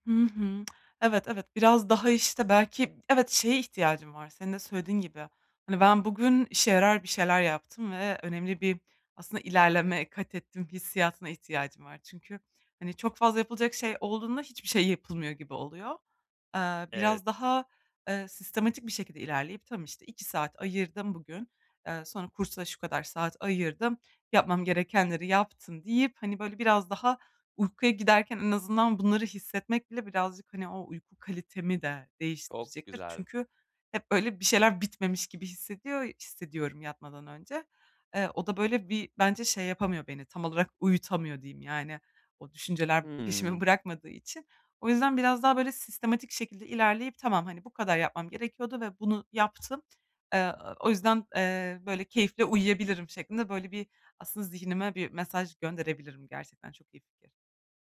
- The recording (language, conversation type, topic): Turkish, advice, Gün içinde bunaldığım anlarda hızlı ve etkili bir şekilde nasıl topraklanabilirim?
- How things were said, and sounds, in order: tapping; other background noise